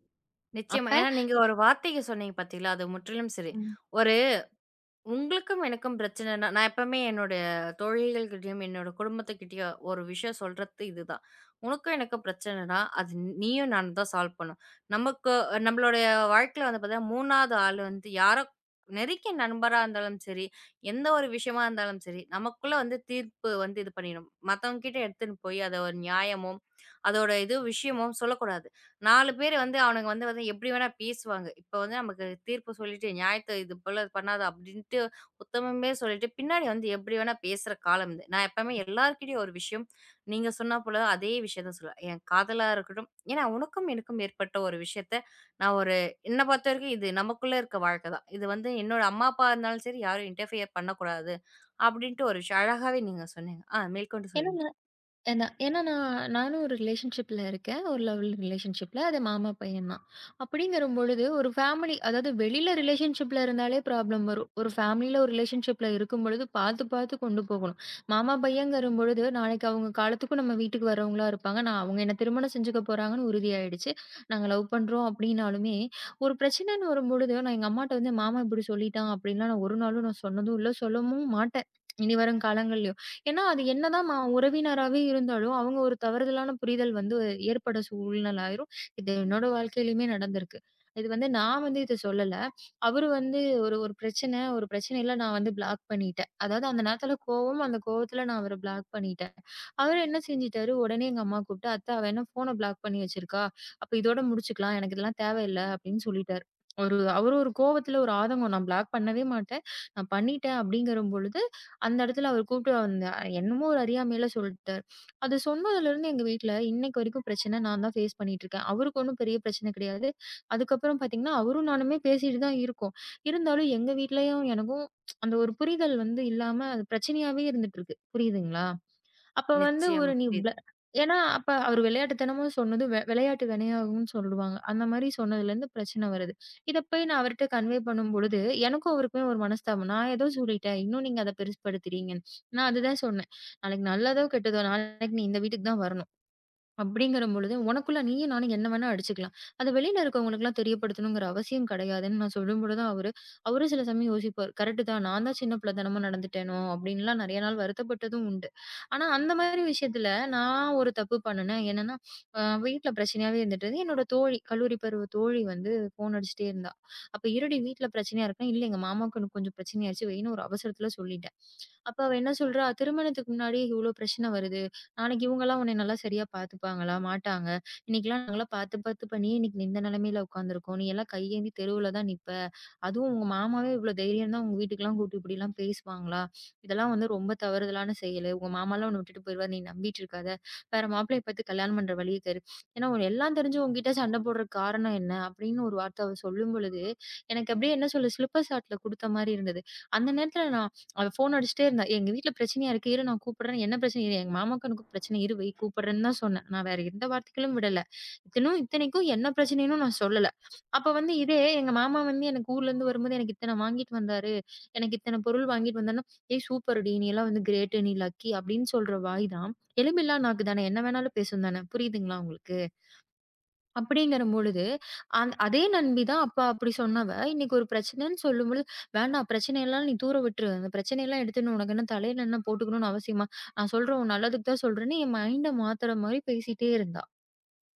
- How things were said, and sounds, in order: other noise; in English: "சால்வ்"; tapping; in English: "இன்டெர்ஃப்பியர்"; in English: "ரிலேஷன்ஷிப்ல"; in English: "லவ் ரிலேஷன்ஷிப்ல"; in English: "ரிலேஷன்ஷிப்ல"; in English: "ப்ராப்ளம்"; in English: "பேமலி ரிலேஷன்ஷிப்ல"; in English: "ப்ளாக்"; in English: "ப்ளாக்"; in English: "ப்ளாக்"; in English: "ப்ளாக்"; sniff; in English: "ஃபேஸ்"; tsk; in English: "கன்வே"; other background noise; sniff; in English: "சிலிப்பர் ஷாட்"; in English: "கிரேட்"; in English: "லக்கி"; in English: "மைண்ட்"
- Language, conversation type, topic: Tamil, podcast, உங்கள் உறவினர்கள் அல்லது நண்பர்கள் தங்களின் முடிவை மாற்றும்போது நீங்கள் அதை எப்படி எதிர்கொள்கிறீர்கள்?